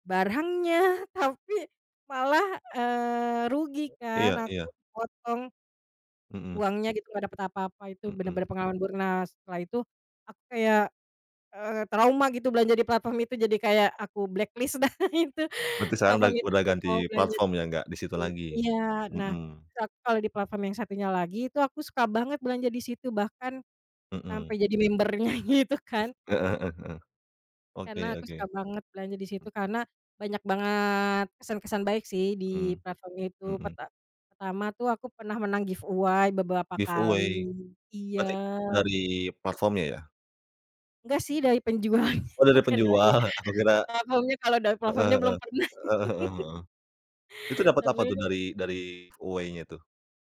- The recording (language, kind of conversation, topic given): Indonesian, podcast, Apa pengalaman belanja online kamu yang paling berkesan?
- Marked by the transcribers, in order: other background noise; in English: "blacklist"; laughing while speaking: "dah itu"; laughing while speaking: "member-nya, gitu"; in English: "member-nya"; in English: "Giveaway?"; in English: "giveaway"; laughing while speaking: "penjualnya, bukan dari"; laughing while speaking: "penjual"; chuckle; unintelligible speech; in English: "giveaway-nya"